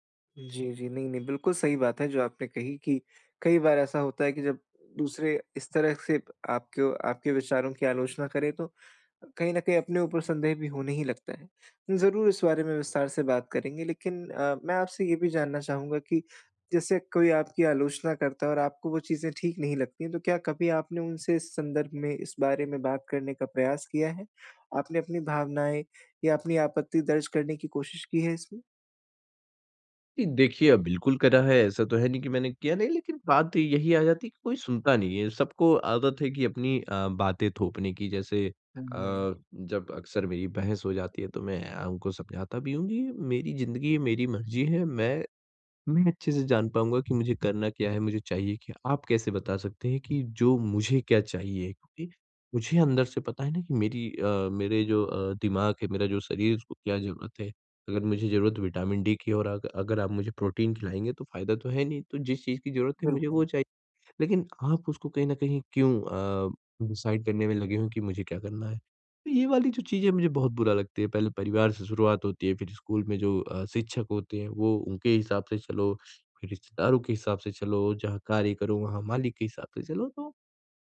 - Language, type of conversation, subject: Hindi, advice, आप बाहरी आलोचना के डर को कैसे प्रबंधित कर सकते हैं?
- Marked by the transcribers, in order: horn; in English: "डिसाइड"